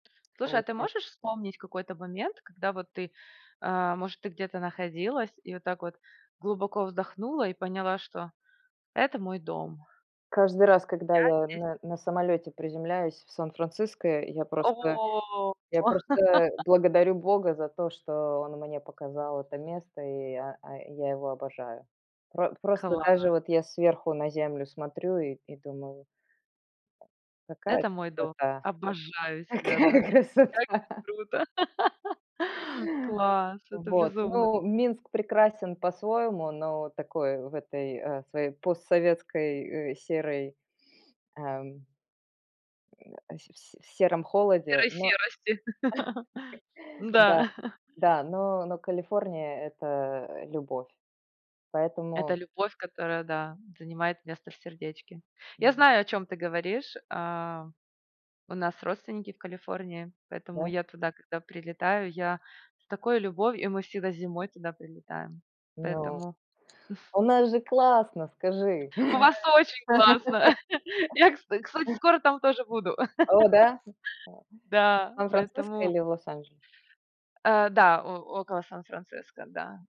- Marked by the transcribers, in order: tapping; laugh; laughing while speaking: "какая красота"; laugh; grunt; laughing while speaking: "Серой серости"; chuckle; laugh; other background noise; laugh; laugh
- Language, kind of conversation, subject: Russian, podcast, Есть ли у вас место, где вы почувствовали себя по-настоящему дома?